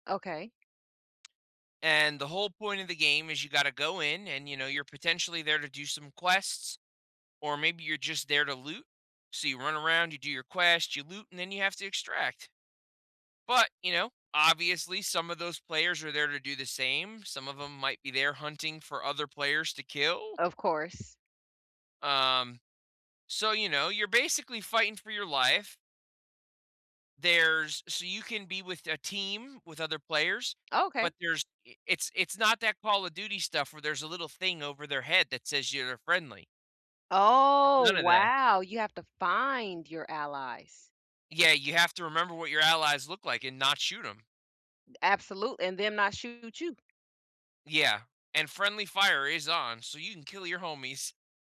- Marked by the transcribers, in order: tapping; drawn out: "Oh"
- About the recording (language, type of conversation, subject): English, unstructured, What hobby would help me smile more often?